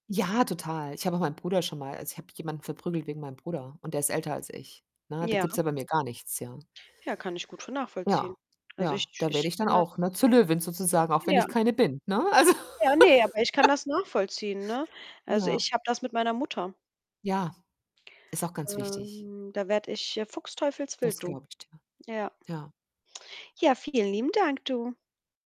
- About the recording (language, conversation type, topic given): German, unstructured, Wie hat dich das Aufwachsen in deiner Nachbarschaft geprägt?
- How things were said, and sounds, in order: distorted speech; laughing while speaking: "Also"; laugh